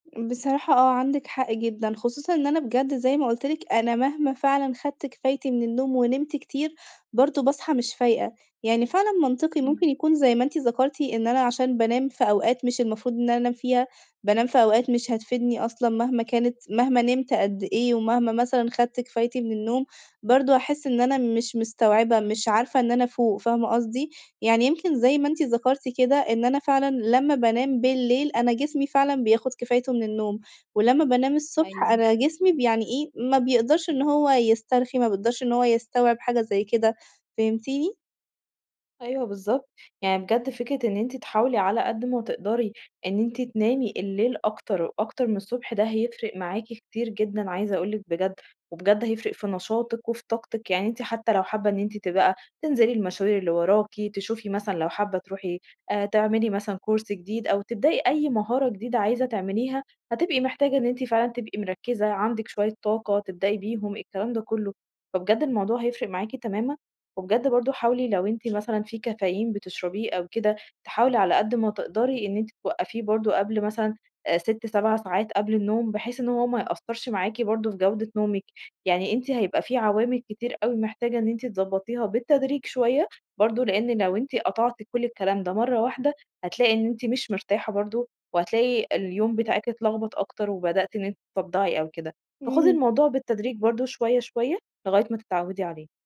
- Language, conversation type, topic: Arabic, advice, ازاي اقدر انام كويس واثبت على ميعاد نوم منتظم؟
- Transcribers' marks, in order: in English: "course"; tapping